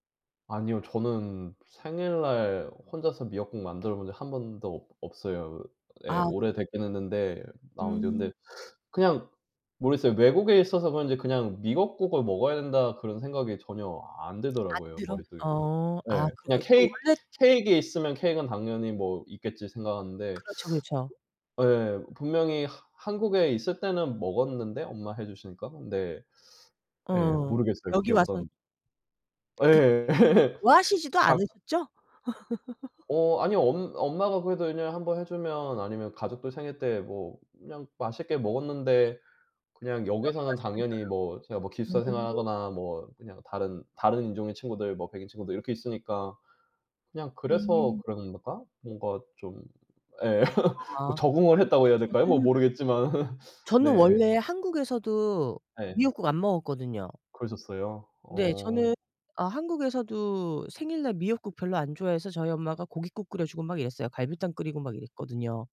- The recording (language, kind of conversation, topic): Korean, unstructured, 특별한 날에는 어떤 음식을 즐겨 드시나요?
- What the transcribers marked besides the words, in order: tapping; other background noise; laugh; laugh; laugh; laugh